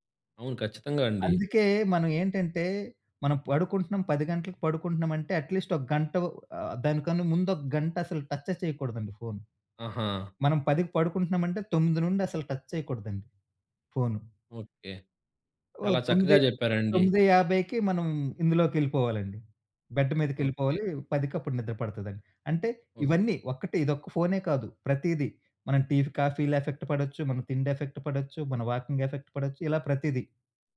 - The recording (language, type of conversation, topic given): Telugu, podcast, నిద్రకు ముందు స్క్రీన్ వాడకాన్ని తగ్గించడానికి మీ సూచనలు ఏమిటి?
- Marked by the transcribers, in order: in English: "అట్లీస్ట్"; in English: "టచ్"; in English: "బెడ్డ్"; other background noise; in English: "ఎఫెక్ట్"